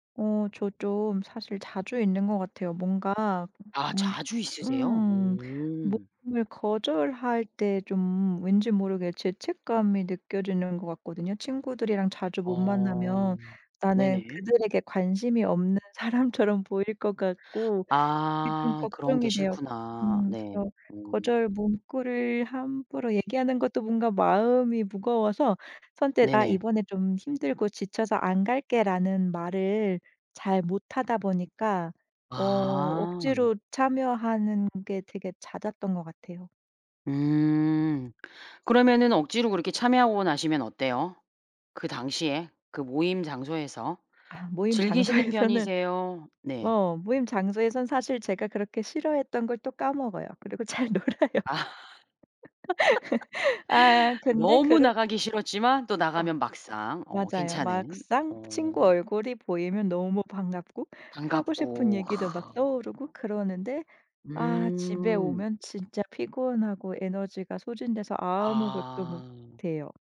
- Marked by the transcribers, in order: tapping; other background noise; laughing while speaking: "장소에서는"; laugh; laughing while speaking: "놀아요"; laugh
- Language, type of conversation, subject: Korean, advice, 모임 초대를 계속 거절하기가 어려워 부담스러울 때는 어떻게 해야 하나요?